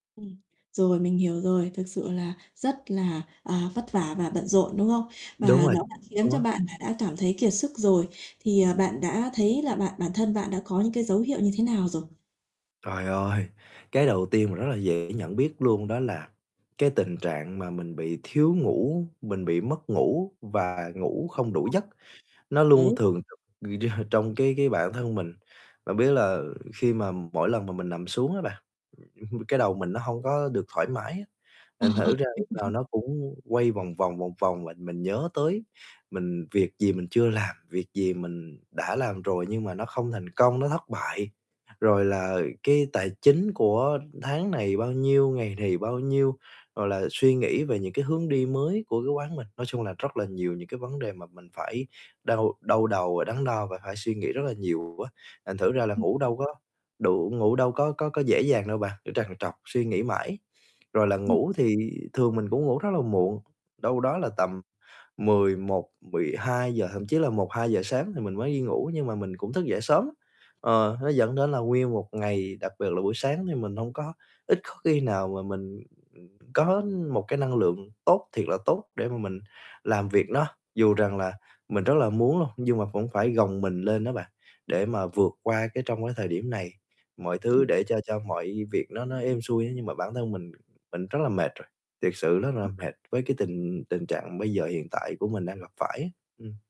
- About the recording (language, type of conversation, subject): Vietnamese, advice, Làm thế nào để duy trì động lực mà không bị kiệt sức?
- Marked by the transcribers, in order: tapping; distorted speech; static; unintelligible speech; chuckle; chuckle; laughing while speaking: "này"; other background noise